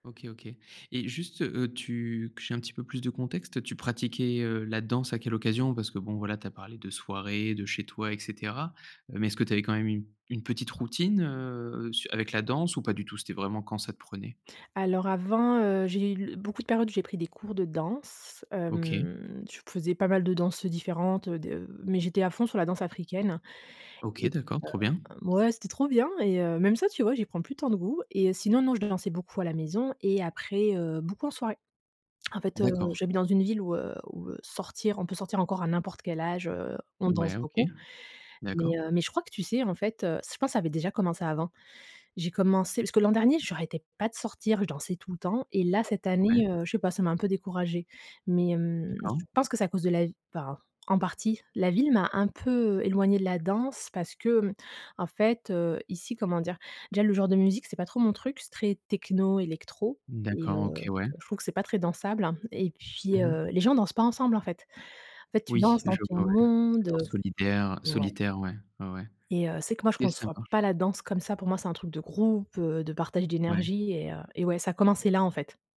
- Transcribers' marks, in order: drawn out: "Hem"; other background noise; unintelligible speech; stressed: "monde"
- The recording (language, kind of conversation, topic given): French, advice, Pourquoi n’arrive-je plus à prendre du plaisir à mes passe-temps habituels ?